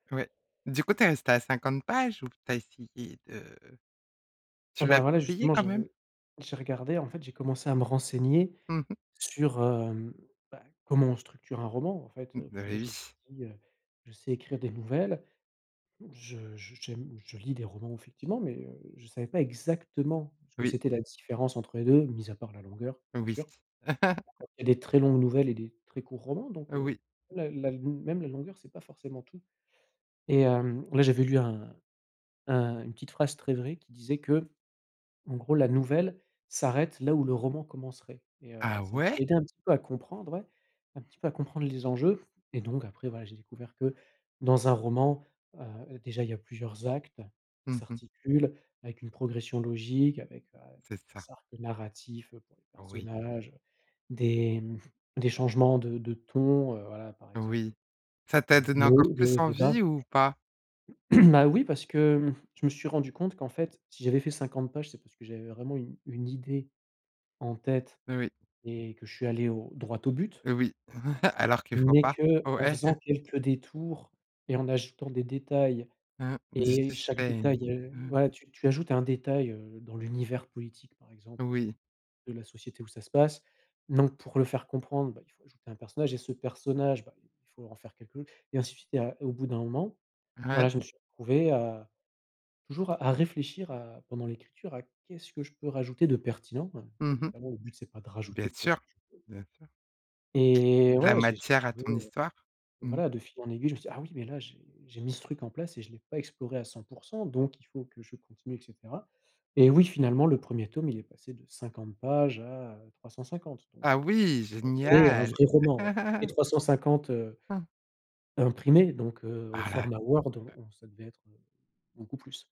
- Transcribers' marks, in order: tapping; chuckle; other background noise; surprised: "Ah ouais ?"; throat clearing; chuckle; stressed: "suspens"; joyful: "Ah oui, génial !"; laugh
- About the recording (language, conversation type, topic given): French, podcast, Quelle compétence as-tu apprise en autodidacte ?